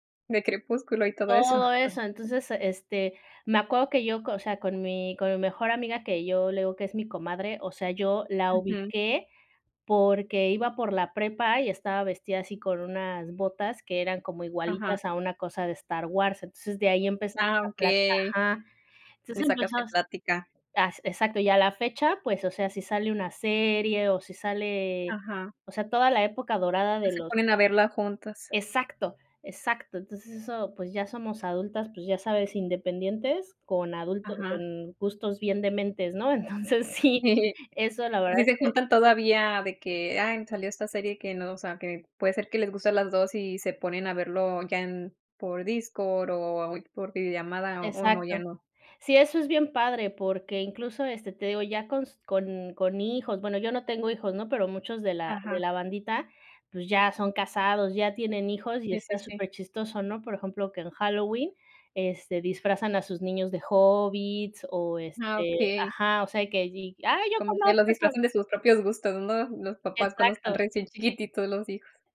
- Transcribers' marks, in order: chuckle; laughing while speaking: "Entonces, sí, eso la verdad"; chuckle
- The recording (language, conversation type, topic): Spanish, unstructured, ¿Cómo compartir recuerdos puede fortalecer una amistad?